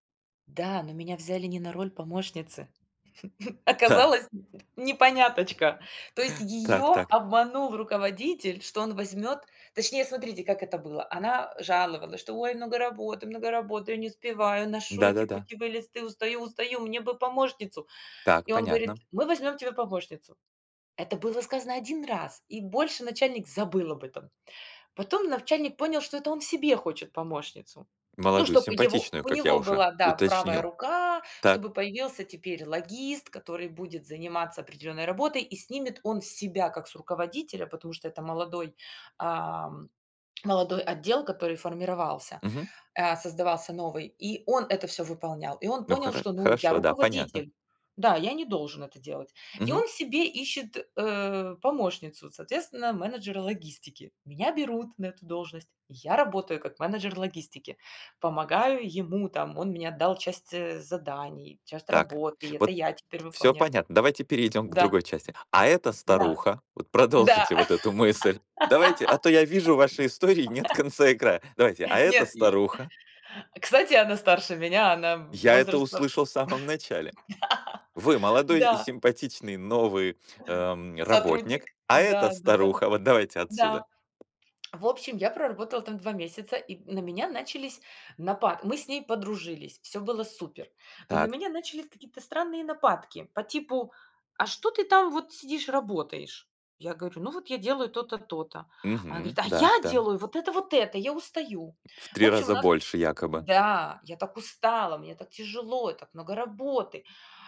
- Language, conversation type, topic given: Russian, unstructured, Когда стоит идти на компромисс в споре?
- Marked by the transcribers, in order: chuckle; joyful: "Оказалось, непоняточка"; other background noise; tapping; put-on voice: "Ой, много работы, много работы … мне бы помощницу"; tsk; laugh; laugh; laughing while speaking: "Да"; tsk; put-on voice: "А я делаю вот это, вот это. Я устаю"